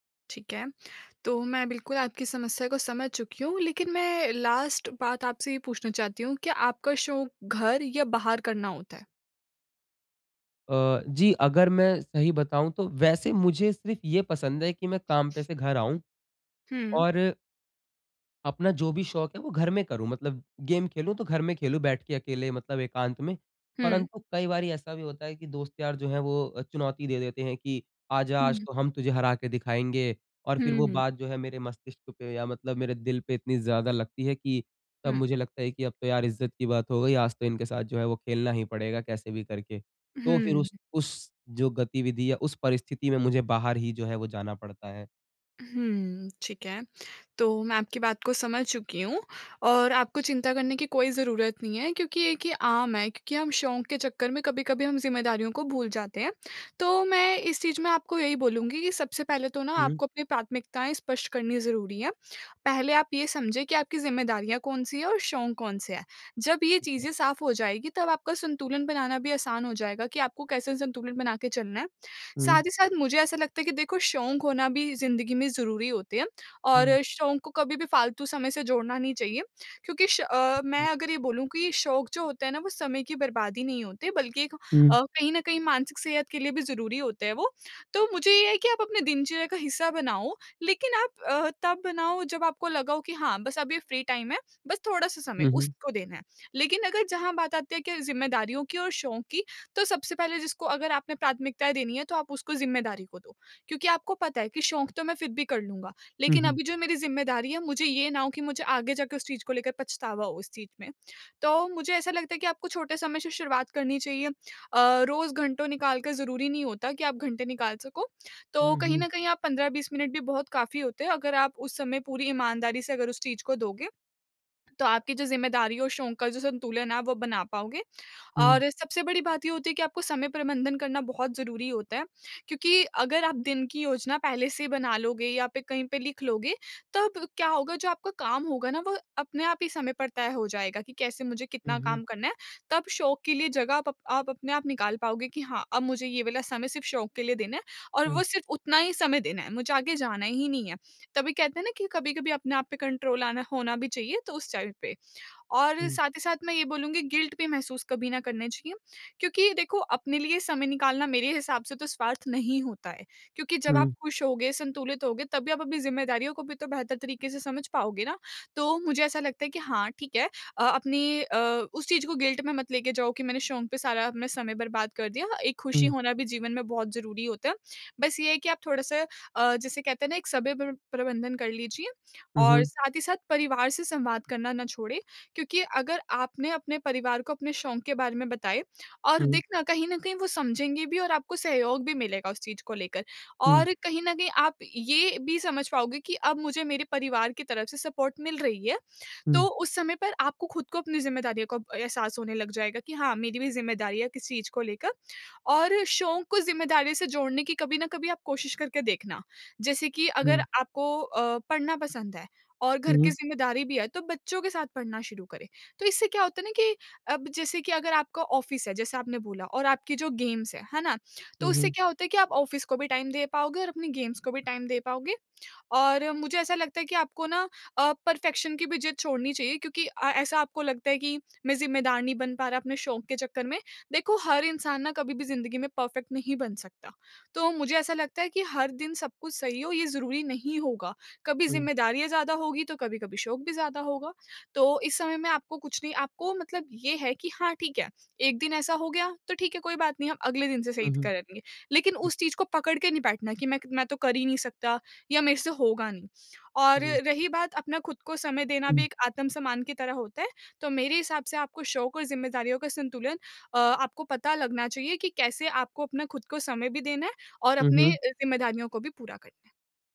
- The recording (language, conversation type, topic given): Hindi, advice, मैं अपने शौक और घर की जिम्मेदारियों के बीच संतुलन कैसे बना सकता/सकती हूँ?
- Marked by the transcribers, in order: in English: "लास्ट"; in English: "गेम"; unintelligible speech; in English: "फ्री टाइम"; in English: "कंट्रोल"; in English: "चाइल्ड"; in English: "गिल्ट"; in English: "गिल्ट"; in English: "सपोर्ट"; in English: "ऑफ़िस"; in English: "गेम्स"; in English: "ऑफ़िस"; in English: "टाइम"; in English: "गेम्स"; in English: "टाइम"; in English: "परफ़ेक्शन"; in English: "परफ़ेक्ट"